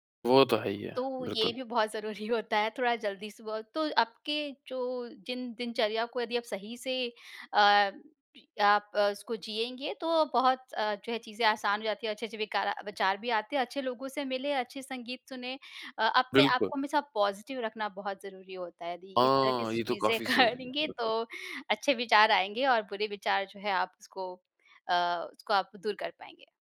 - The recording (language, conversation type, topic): Hindi, podcast, विचारों को आप तुरंत कैसे दर्ज करते हैं?
- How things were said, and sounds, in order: laughing while speaking: "ज़रूरी होता है"; in English: "पॉज़िटिव"; laughing while speaking: "करेंगे तो"